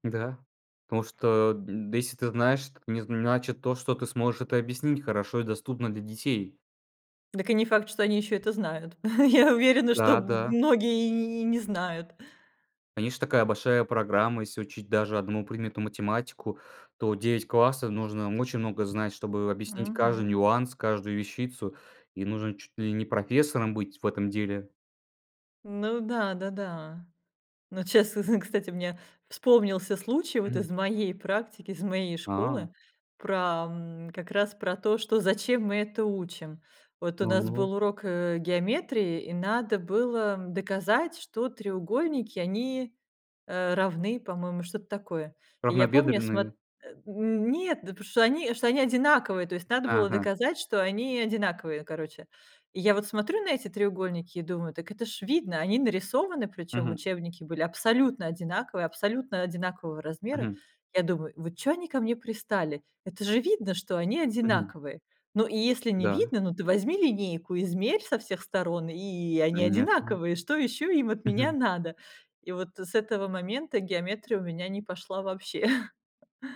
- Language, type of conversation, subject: Russian, podcast, Что, по‑твоему, мешает учиться с удовольствием?
- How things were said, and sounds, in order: other background noise; laughing while speaking: "Я уверена"; chuckle; tapping